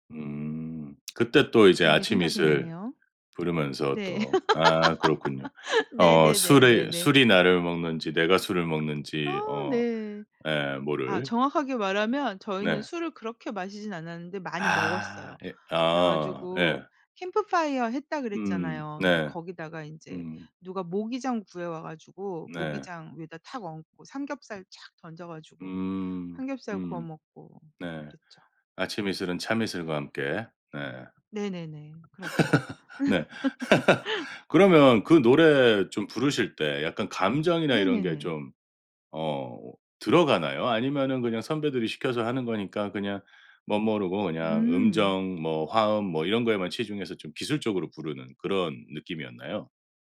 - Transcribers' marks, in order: laugh; put-on voice: "캠프파이어"; other background noise; laugh; laugh
- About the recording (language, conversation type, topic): Korean, podcast, 친구들과 함께 부르던 추억의 노래가 있나요?